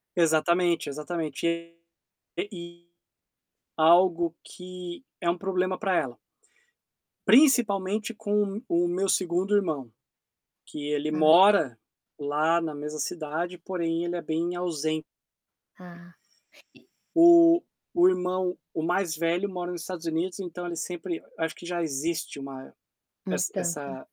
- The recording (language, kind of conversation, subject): Portuguese, advice, Como posso cuidar dos meus pais idosos enquanto trabalho em tempo integral?
- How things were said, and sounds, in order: distorted speech; tapping; static